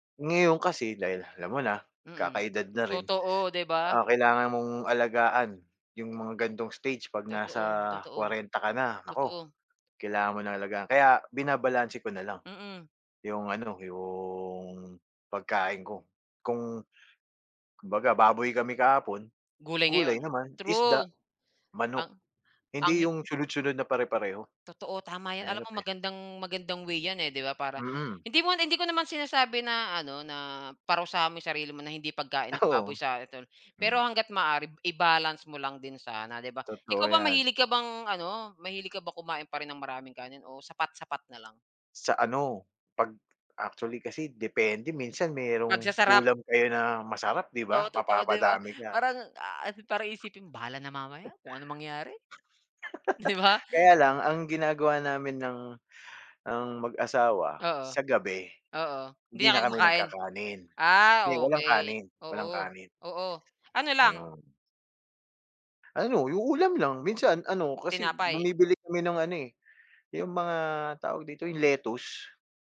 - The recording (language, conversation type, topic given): Filipino, unstructured, Ano ang ginagawa mo para manatiling malusog ang katawan mo?
- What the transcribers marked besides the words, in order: tapping; other animal sound; other background noise; laughing while speaking: "Ah"; unintelligible speech; laugh; laughing while speaking: "di ba?"